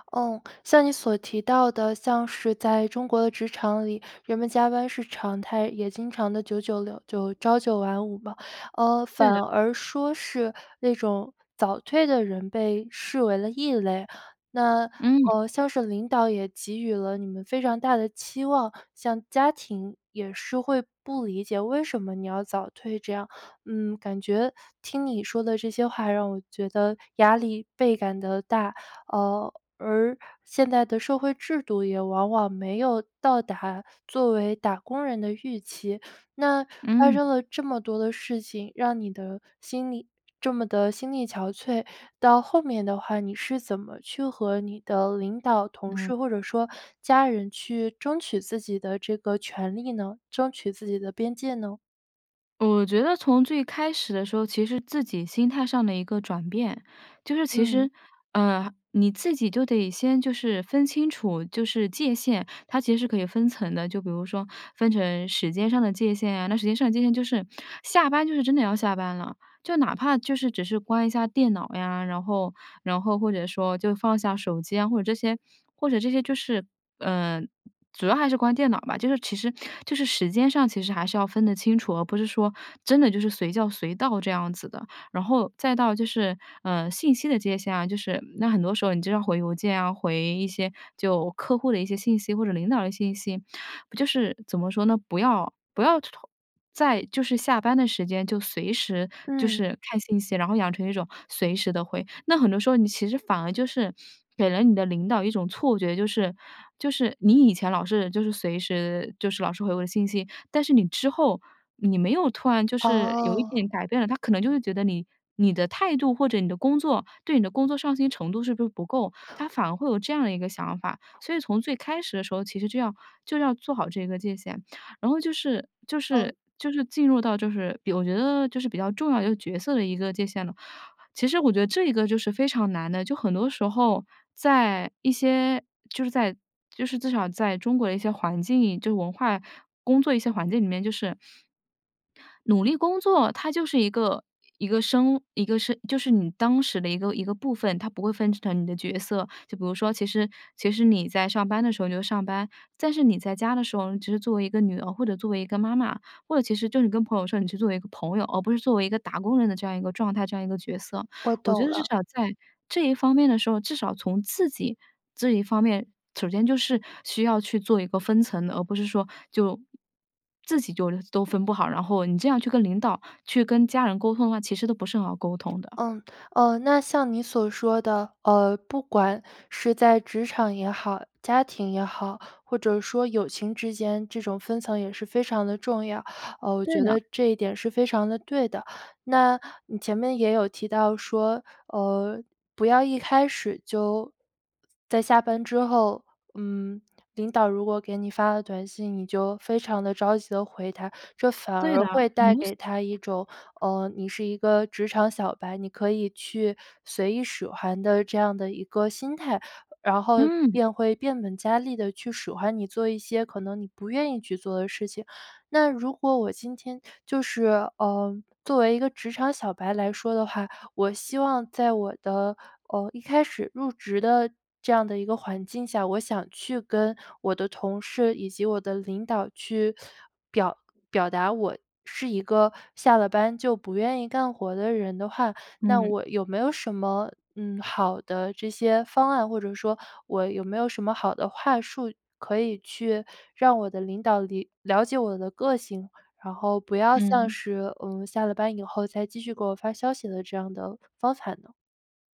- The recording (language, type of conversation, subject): Chinese, podcast, 如何在工作和生活之间划清并保持界限？
- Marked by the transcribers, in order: other background noise